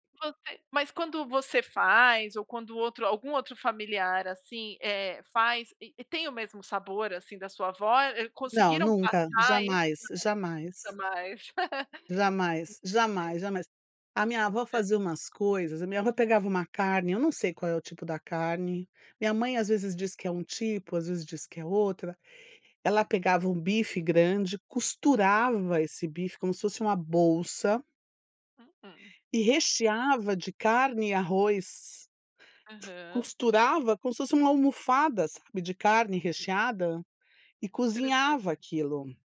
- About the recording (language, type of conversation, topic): Portuguese, podcast, Que comida da sua infância te traz lembranças imediatas?
- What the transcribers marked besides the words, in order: laugh; tapping